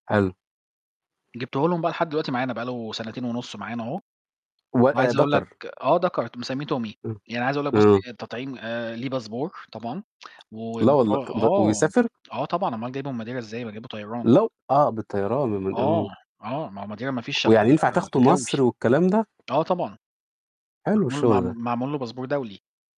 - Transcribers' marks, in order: in English: "باسبور"; tapping; unintelligible speech; in English: "باسبور"
- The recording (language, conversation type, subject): Arabic, unstructured, إيه النصيحة اللي تديها لحد عايز يربي حيوان أليف لأول مرة؟